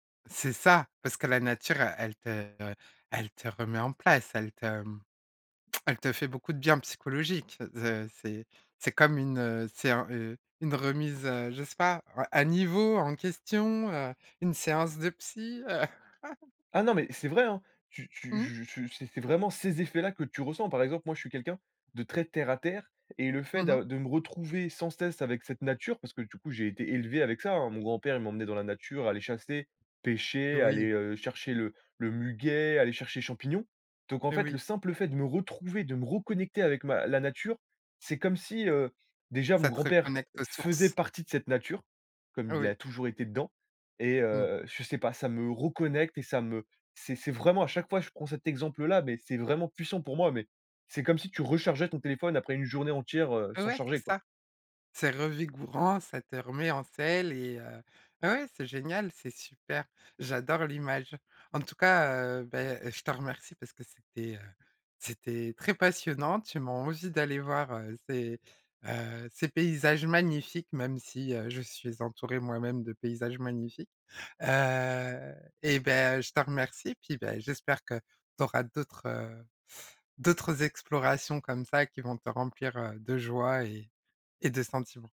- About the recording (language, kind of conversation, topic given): French, podcast, Quand la nature t'a-t-elle fait sentir tout petit, et pourquoi?
- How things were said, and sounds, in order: stressed: "ça"; chuckle; stressed: "ces"; "revigorant" said as "revigourant"